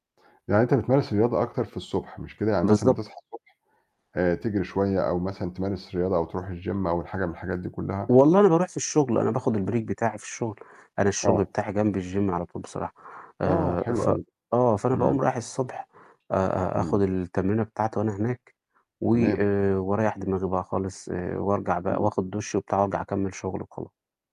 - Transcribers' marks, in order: in English: "الgym"; in English: "الbreak"; in English: "الgym"; static
- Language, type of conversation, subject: Arabic, unstructured, إيه رأيك في أهمية إننا نمارس الرياضة كل يوم؟